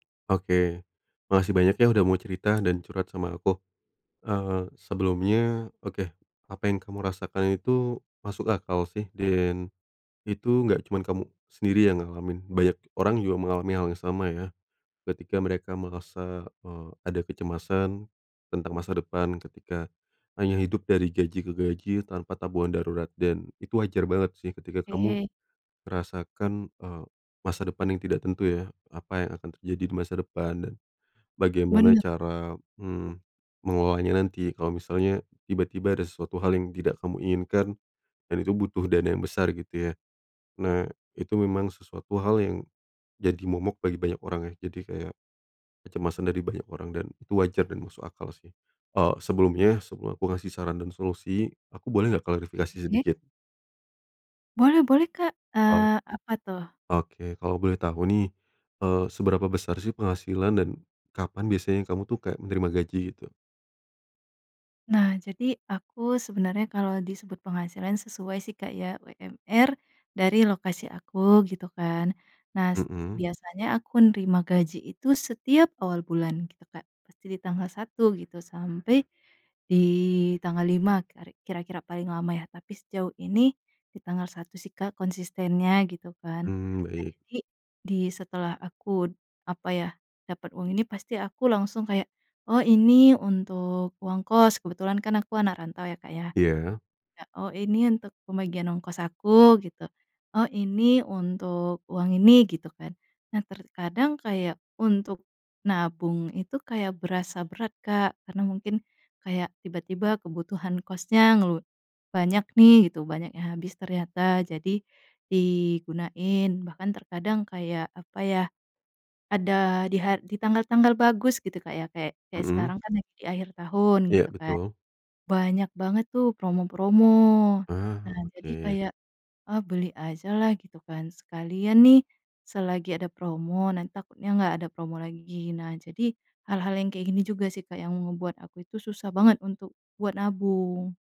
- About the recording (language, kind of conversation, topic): Indonesian, advice, Bagaimana rasanya hidup dari gajian ke gajian tanpa tabungan darurat?
- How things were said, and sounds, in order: tapping